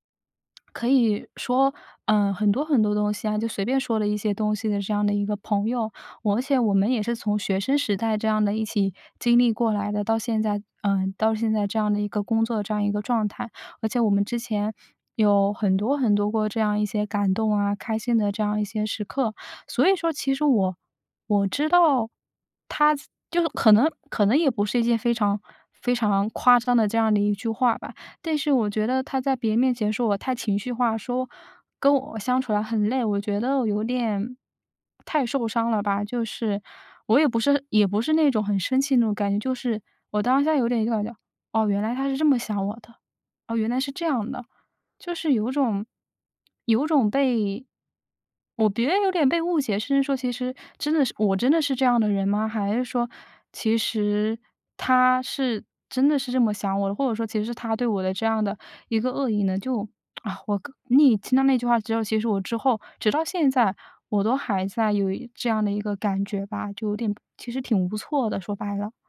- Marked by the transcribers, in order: other noise; "觉得" said as "别的"; lip smack
- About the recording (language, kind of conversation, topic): Chinese, advice, 我发现好友在背后说我坏话时，该怎么应对？